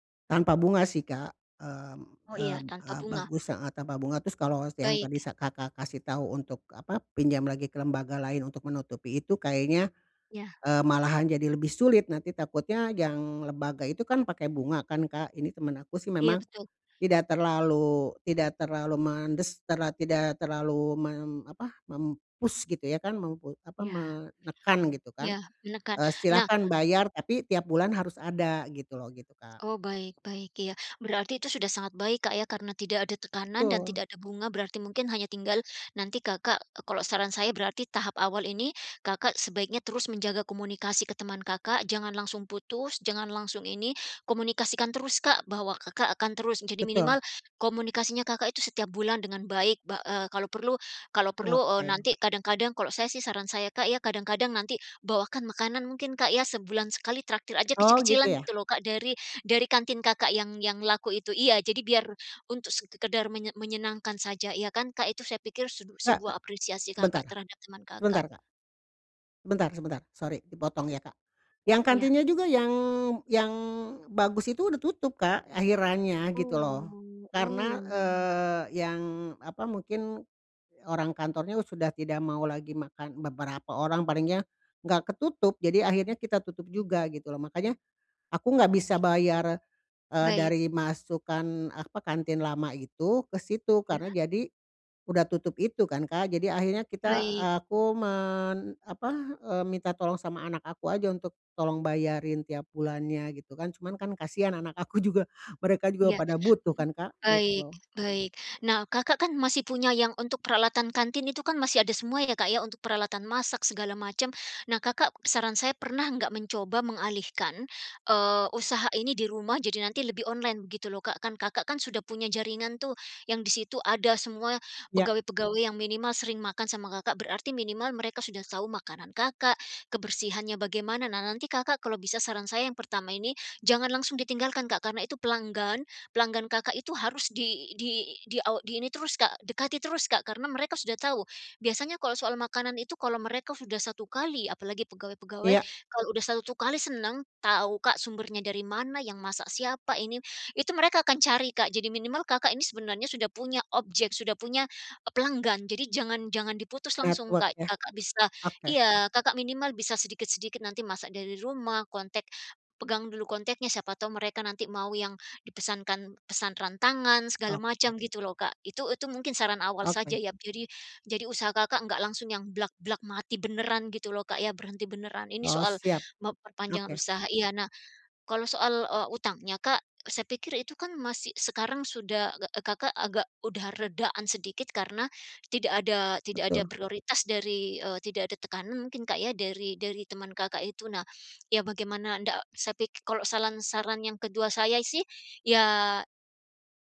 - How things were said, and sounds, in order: in English: "mem-push"; tapping; in English: "Sorry"; laughing while speaking: "anak aku juga"; other background noise; in English: "Network"
- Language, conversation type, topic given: Indonesian, advice, Bagaimana cara mengelola utang dan tagihan yang mendesak?